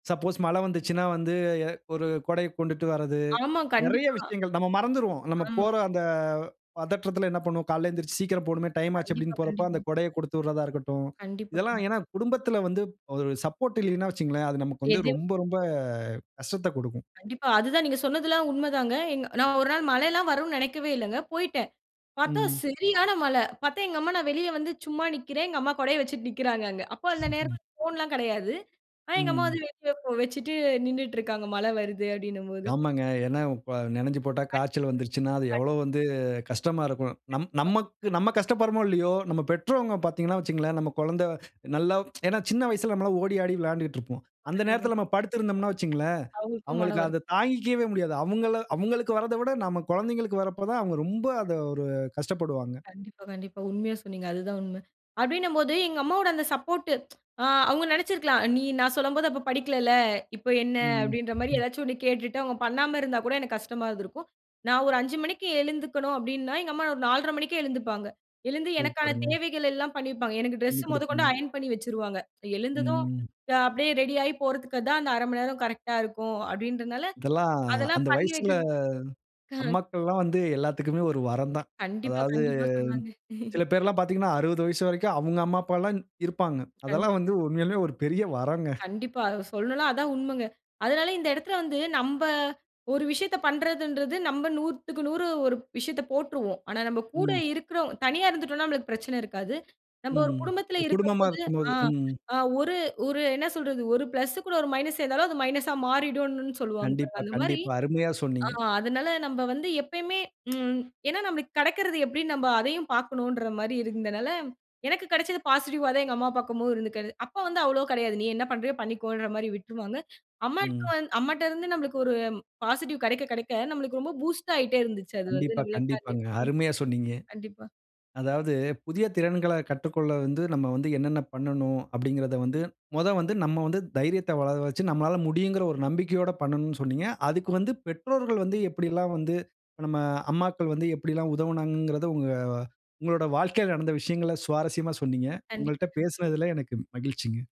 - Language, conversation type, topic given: Tamil, podcast, புதிய திறன்களை கற்றுக்கொள்ள விரும்பும்போது, முதலில் நீங்கள் என்ன செய்கிறீர்கள்?
- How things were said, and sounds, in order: in English: "சப்போஸ்"; in English: "சப்போர்ட்"; unintelligible speech; unintelligible speech; unintelligible speech; unintelligible speech; tsk; in English: "சப்போர்ட்டு"; tsk; other noise; chuckle; in English: "பிளஸ்ஸு"; in English: "மைனஸ்"; in English: "மைனஸா"; in English: "பாசிட்டிவ்வா"; in English: "பாசிட்டிவ்"; in English: "பூஸ்ட்"; unintelligible speech